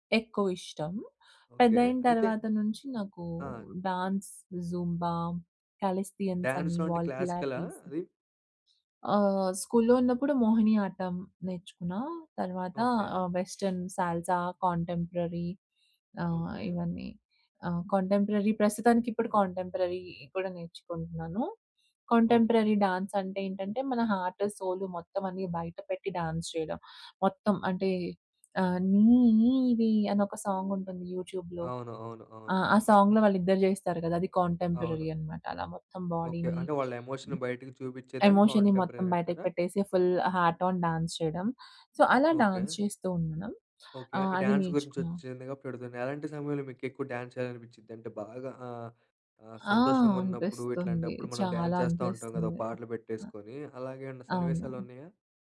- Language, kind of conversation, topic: Telugu, podcast, మీకు ఆనందం కలిగించే హాబీ గురించి చెప్పగలరా?
- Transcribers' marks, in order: in English: "డాన్స్, జుంబా, కాలిస్టెనిక్స్"; in English: "వాల్ పిలాటిస్"; in English: "క్లాసికలా"; in English: "వెస్టర్న్, సాల్సా, కాంటెంపరరీ"; in English: "కాంటెంపరరీ"; in English: "కాంటెంపరరీ"; in English: "కాంటెంపరరీ డాన్స్"; other background noise; in English: "హార్ట్, సోల్"; in English: "డాన్స్"; in English: "సాంగ్"; in English: "యూట్యూబ్‍లో"; in English: "కాంటెంపరరీ"; in English: "బాడీని, ఎమోషన్‌ని"; in English: "ఎమోషన్"; in English: "కాంటెంపరరీ"; in English: "ఫుల్ హార్ట్ ఆన్ డాన్స్"; in English: "సో"; in English: "డాన్స్"; in English: "డ్యాన్స్"; in English: "డ్యాన్స్"; in English: "డ్యాన్స్"; other noise